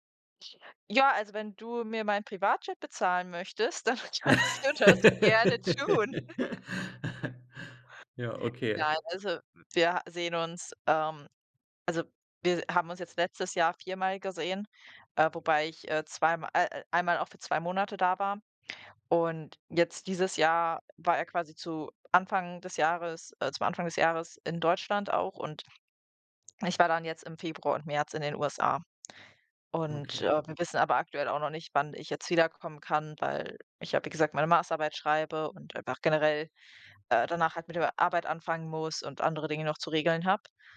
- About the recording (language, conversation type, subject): German, unstructured, Welche Rolle spielen soziale Medien deiner Meinung nach in der Politik?
- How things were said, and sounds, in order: laugh; laughing while speaking: "kannst du das gerne tun"